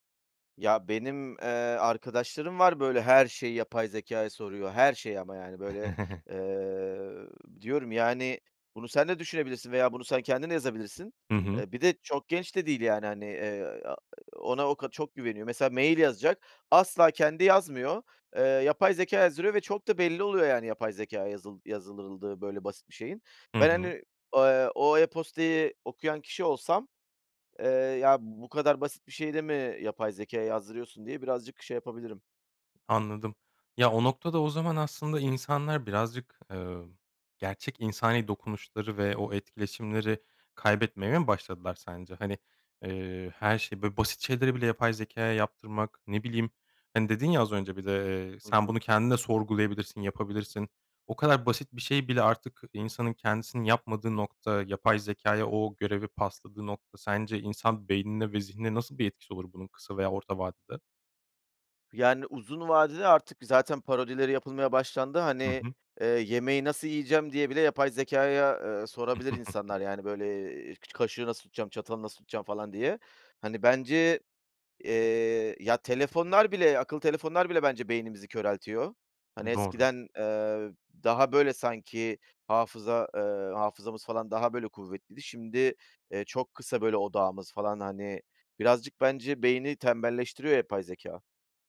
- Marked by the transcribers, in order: chuckle; other background noise; "yazdırıldığı" said as "yazıldırıldığı"; chuckle; tapping
- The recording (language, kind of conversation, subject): Turkish, podcast, Yapay zekâ, hayat kararlarında ne kadar güvenilir olabilir?